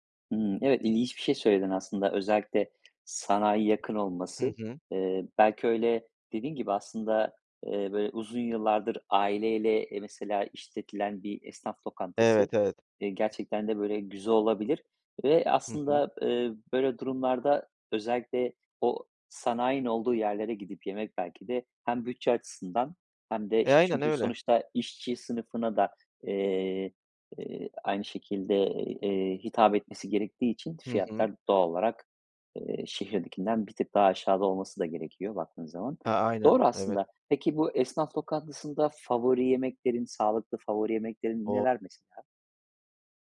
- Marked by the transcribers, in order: other background noise
- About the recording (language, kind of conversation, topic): Turkish, podcast, Dışarıda yemek yerken sağlıklı seçimleri nasıl yapıyorsun?